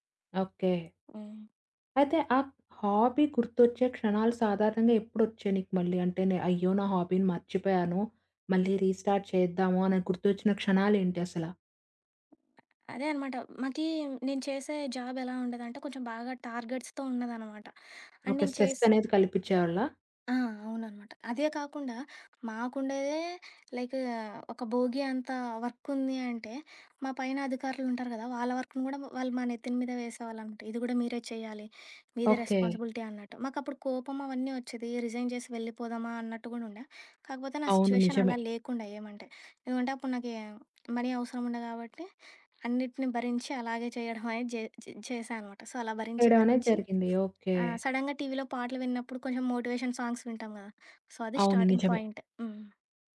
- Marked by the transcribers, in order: other background noise; in English: "హాబీ"; in English: "హాబీని"; in English: "రీస్టార్ట్"; in English: "జాబ్"; in English: "టార్గెట్స్‌తో"; in English: "అండ్"; in English: "వర్క్‌ని"; in English: "రెస్పాన్సిబిలిటీ"; in English: "రిజైన్"; in English: "సిట్యుయేషన్"; tapping; in English: "మనీ"; giggle; in English: "సో"; in English: "సడెన్‌గా"; in English: "మోటివేషన్ సాంగ్స్"; in English: "సో"; in English: "స్టార్టింగ్ పాయింట్"
- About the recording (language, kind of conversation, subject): Telugu, podcast, పాత హాబీతో మళ్లీ మమేకమయ్యేటప్పుడు సాధారణంగా ఎదురయ్యే సవాళ్లు ఏమిటి?